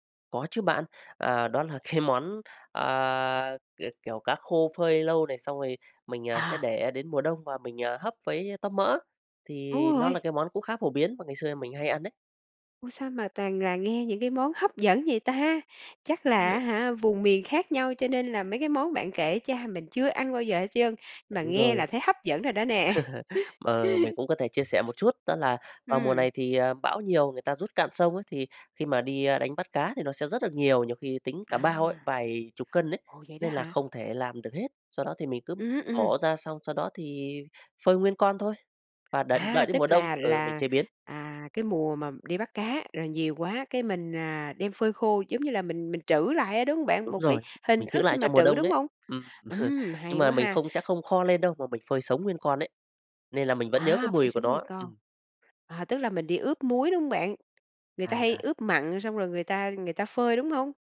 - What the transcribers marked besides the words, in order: laughing while speaking: "cái món"; unintelligible speech; laugh; tapping; laugh; laugh
- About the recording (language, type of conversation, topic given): Vietnamese, podcast, Bạn nhớ kỷ niệm nào gắn liền với một món ăn trong ký ức của mình?